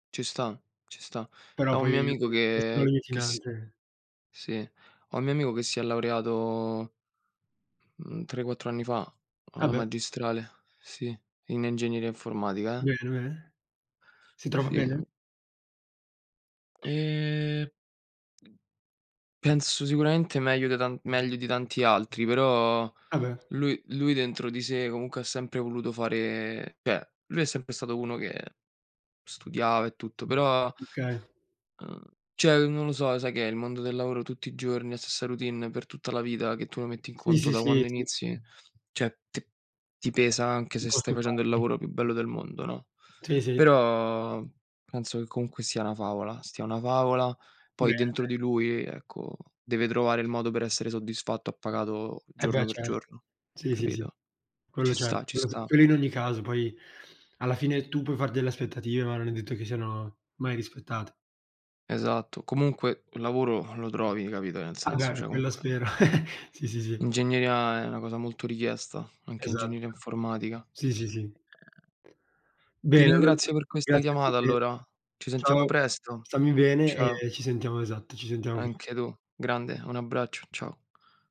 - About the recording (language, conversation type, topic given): Italian, unstructured, Che cosa ti motiva a mettere soldi da parte?
- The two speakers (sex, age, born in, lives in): male, 18-19, Italy, Italy; male, 25-29, Italy, Italy
- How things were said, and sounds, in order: unintelligible speech; tapping; drawn out: "Ehm"; unintelligible speech; "cioè" said as "ceh"; "cioè" said as "ceh"; other background noise; "cioè" said as "ceh"; background speech; "cioè" said as "ceh"; chuckle